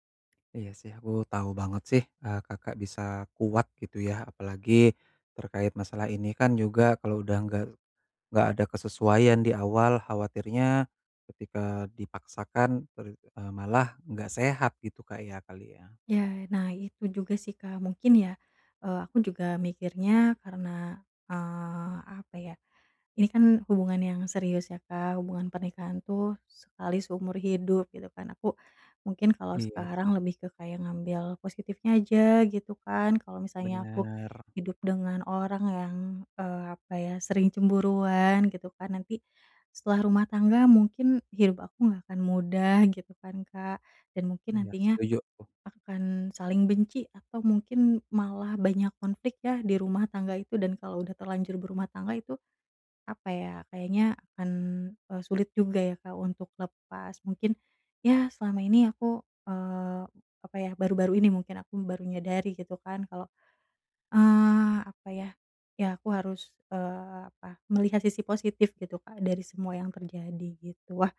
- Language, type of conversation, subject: Indonesian, advice, Bagaimana cara memproses duka dan harapan yang hilang secara sehat?
- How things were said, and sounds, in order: other background noise